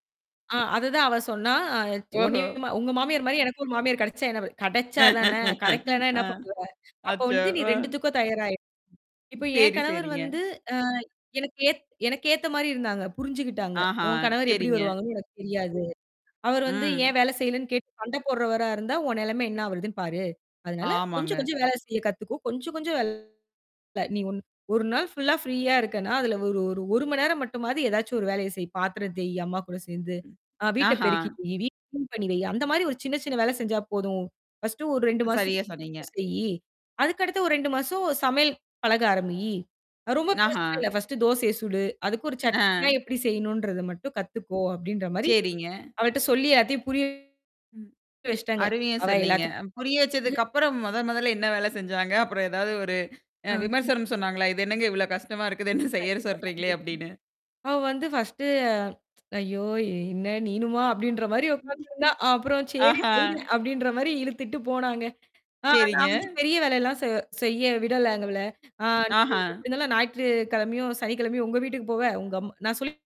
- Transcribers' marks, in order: laugh; laughing while speaking: "அ, அச்சோ. அ"; other background noise; in English: "ஃபுல்லா ஃப்ரீயா"; tapping; unintelligible speech; laughing while speaking: "என்ன செய்யச் சொல்றீங்களே?"; mechanical hum; tsk; laughing while speaking: "ஐயோ! என்ன நீனுமா? அப்படின்ற மாதிரி … அப்படின்னு இழுத்திட்டு போனாங்க"; distorted speech; unintelligible speech; laughing while speaking: "ஆஹா!"; drawn out: "ஆஹா!"; unintelligible speech
- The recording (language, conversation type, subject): Tamil, podcast, வீட்டு வேலைகளில் குழந்தைகள் பங்கேற்கும்படி நீங்கள் எப்படிச் செய்வீர்கள்?